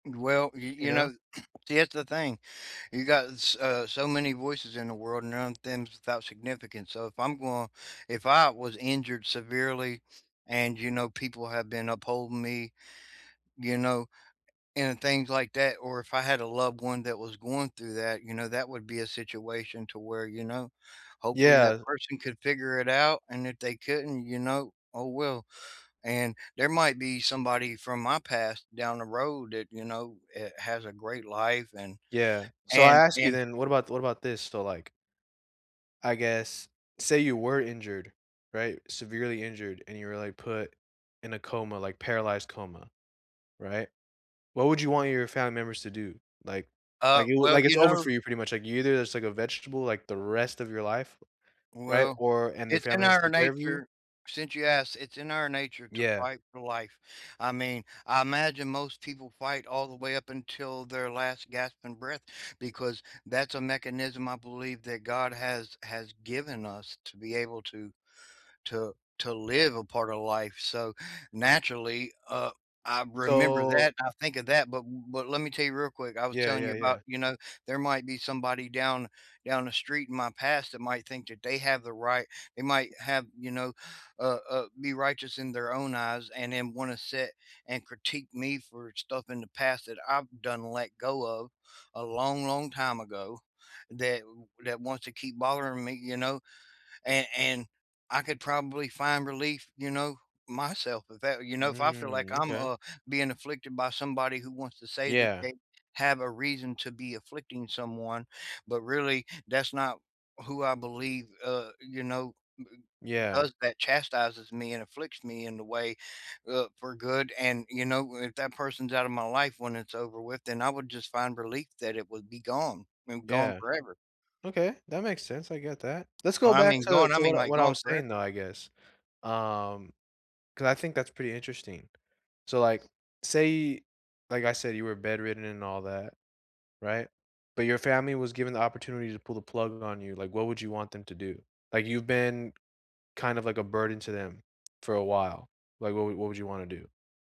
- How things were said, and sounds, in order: tapping; other background noise
- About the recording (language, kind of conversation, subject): English, unstructured, Why might people feel relief after a loved one dies?